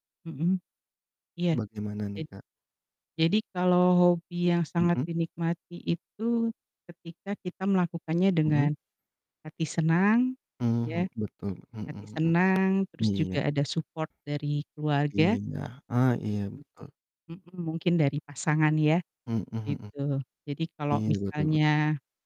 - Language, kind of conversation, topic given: Indonesian, unstructured, Apa yang paling kamu nikmati saat menjalani hobimu?
- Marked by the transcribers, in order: distorted speech